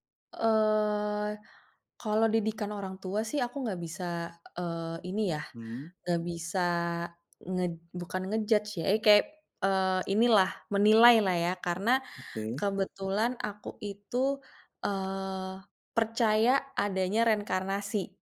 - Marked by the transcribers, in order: in English: "nge-judge"
- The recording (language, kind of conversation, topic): Indonesian, podcast, Bagaimana perbedaan nilai keluarga antara generasi tua dan generasi muda?
- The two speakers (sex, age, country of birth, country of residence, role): female, 30-34, Indonesia, Indonesia, guest; male, 30-34, Indonesia, Indonesia, host